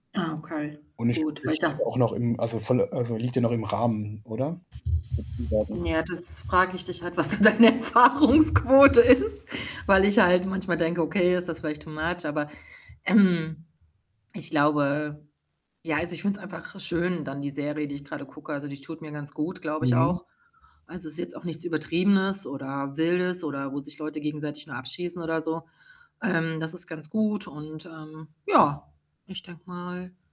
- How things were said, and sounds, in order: static; unintelligible speech; other background noise; distorted speech; laughing while speaking: "was so deine Erfahrungsquote ist"; unintelligible speech; in English: "too much?"; unintelligible speech
- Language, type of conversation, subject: German, advice, Was kann mir helfen, abends besser abzuschalten und zur Ruhe zu kommen?
- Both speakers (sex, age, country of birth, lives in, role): female, 45-49, Germany, Germany, user; male, 25-29, Germany, Germany, advisor